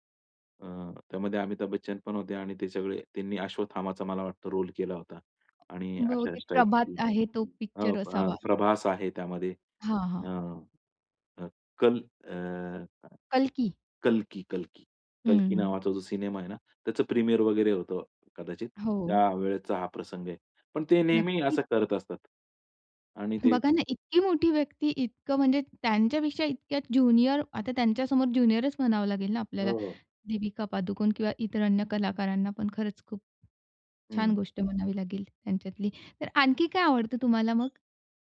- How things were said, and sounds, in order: tapping; other background noise
- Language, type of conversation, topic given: Marathi, podcast, कोणत्या आदर्श व्यक्ती किंवा प्रतीकांचा तुमच्यावर सर्वाधिक प्रभाव पडतो?